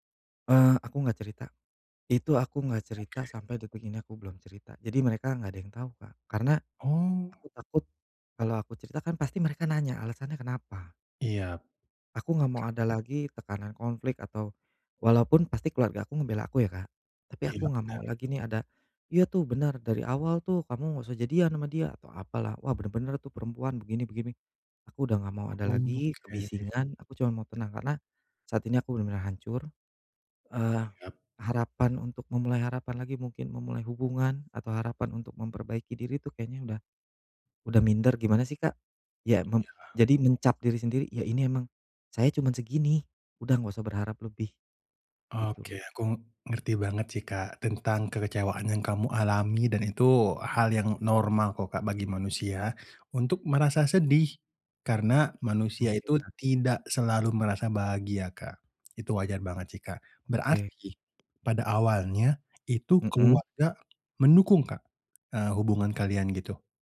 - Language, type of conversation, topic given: Indonesian, advice, Bagaimana cara membangun kembali harapan pada diri sendiri setelah putus?
- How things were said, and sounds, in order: other background noise